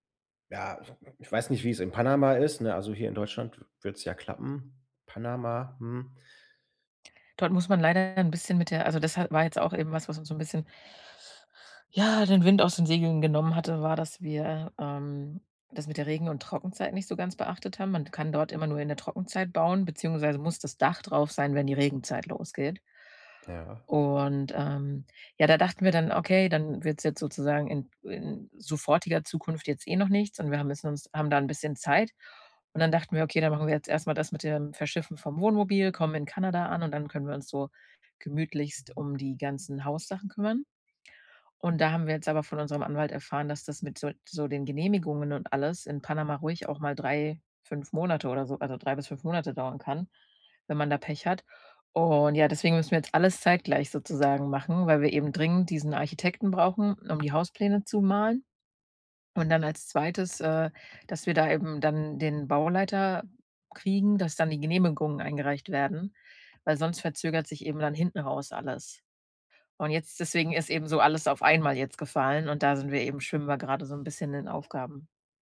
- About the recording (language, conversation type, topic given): German, advice, Wie kann ich Dringendes von Wichtigem unterscheiden, wenn ich meine Aufgaben plane?
- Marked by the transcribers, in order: tapping; other noise; other background noise